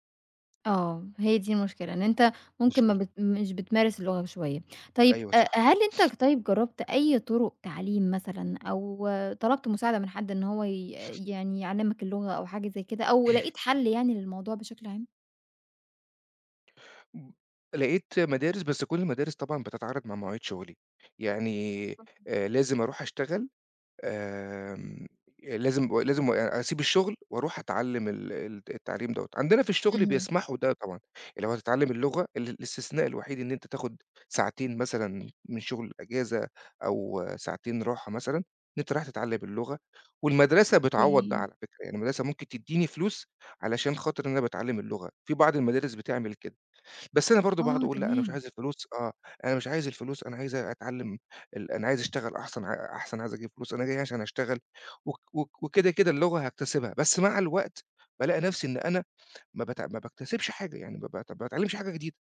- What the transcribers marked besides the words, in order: sniff; sniff; throat clearing; other noise; other background noise; tapping
- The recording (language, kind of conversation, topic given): Arabic, advice, إزاي حاجز اللغة بيأثر على مشاويرك اليومية وبيقلل ثقتك في نفسك؟